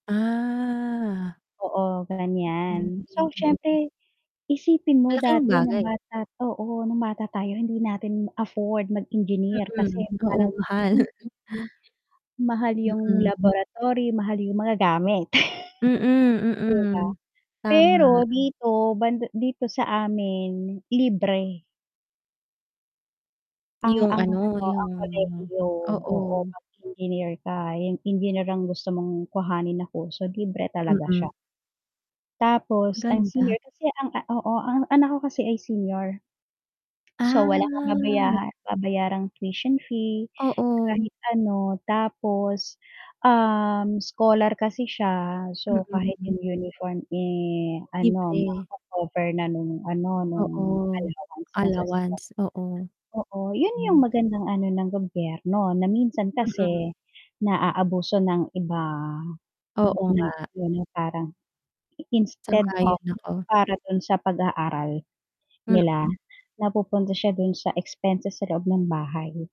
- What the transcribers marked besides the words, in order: drawn out: "Ah"; static; unintelligible speech; distorted speech; chuckle; chuckle; drawn out: "Ah"; tapping; unintelligible speech; unintelligible speech; other background noise
- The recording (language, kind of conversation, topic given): Filipino, unstructured, Bakit mahalaga sa iyo na lahat ng bata ay magkaroon ng pagkakataong makapag-aral?